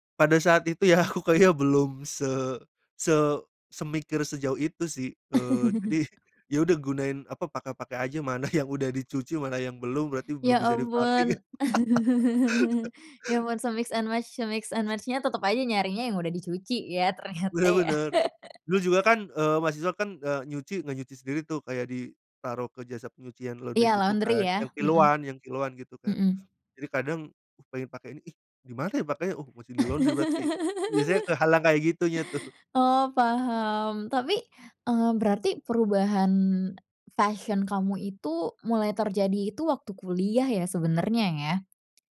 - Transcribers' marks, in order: laughing while speaking: "ya"; chuckle; tapping; chuckle; in English: "se-mix and match se-mix and match-nya"; laugh; other background noise; chuckle; laugh; laughing while speaking: "tuh"
- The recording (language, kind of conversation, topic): Indonesian, podcast, Dari mana biasanya kamu mendapatkan inspirasi untuk penampilanmu?